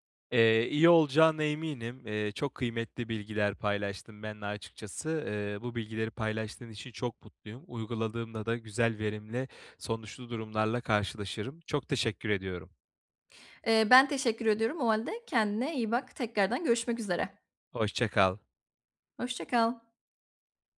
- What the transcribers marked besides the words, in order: none
- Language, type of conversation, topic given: Turkish, advice, Ekranlarla çevriliyken boş zamanımı daha verimli nasıl değerlendirebilirim?